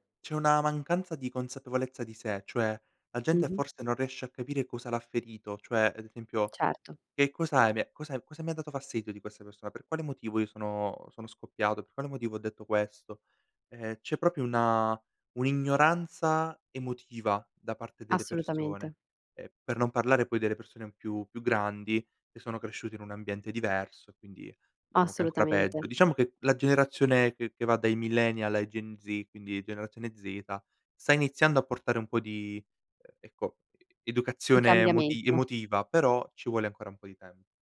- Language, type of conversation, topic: Italian, podcast, Come bilanci onestà e tatto nelle parole?
- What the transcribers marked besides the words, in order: "proprio" said as "propio"